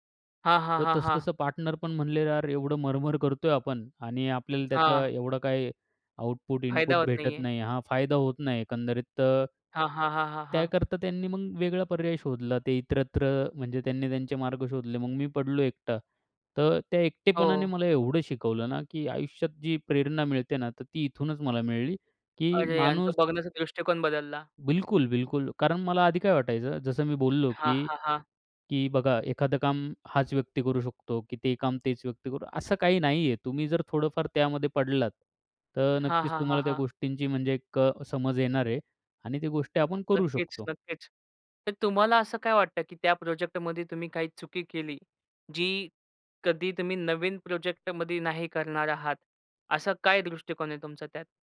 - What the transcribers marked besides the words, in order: other background noise
- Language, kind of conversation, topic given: Marathi, podcast, असा कोणता प्रकल्प होता ज्यामुळे तुमचा दृष्टीकोन बदलला?